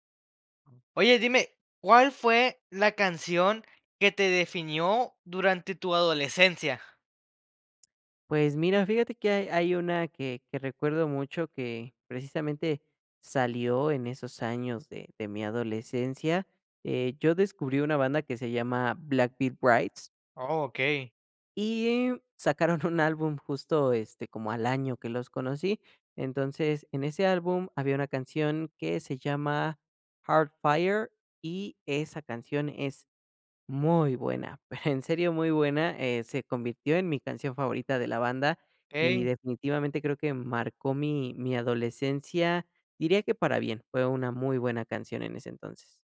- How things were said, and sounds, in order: laughing while speaking: "un"; chuckle
- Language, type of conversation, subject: Spanish, podcast, ¿Qué canción sientes que te definió durante tu adolescencia?